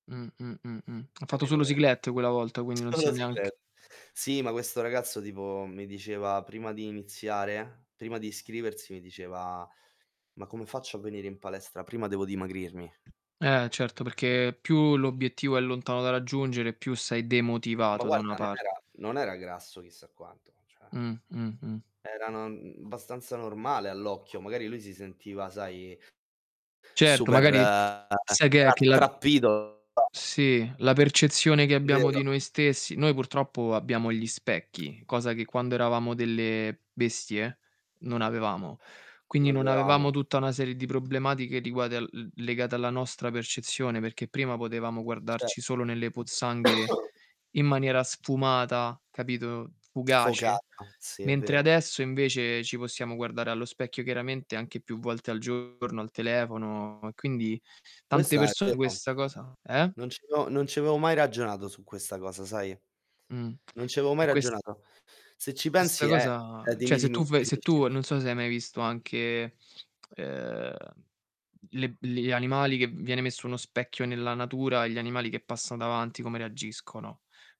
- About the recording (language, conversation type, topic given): Italian, unstructured, In che modo lo sport ha cambiato il tuo umore nella vita quotidiana?
- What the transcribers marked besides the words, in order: static; lip smack; distorted speech; horn; other background noise; tapping; "Cioè" said as "ceh"; cough; "cioè" said as "ceh"